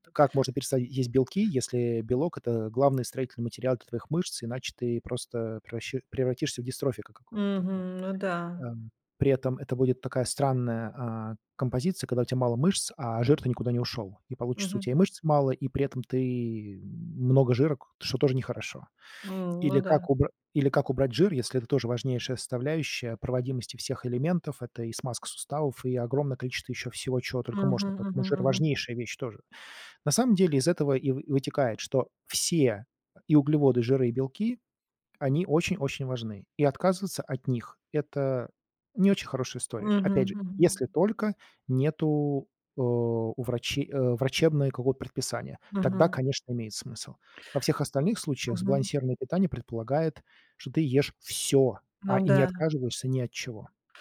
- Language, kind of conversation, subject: Russian, advice, Почему меня тревожит путаница из-за противоречивых советов по питанию?
- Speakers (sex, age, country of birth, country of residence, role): female, 45-49, Russia, France, user; male, 45-49, Russia, United States, advisor
- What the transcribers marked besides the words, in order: other background noise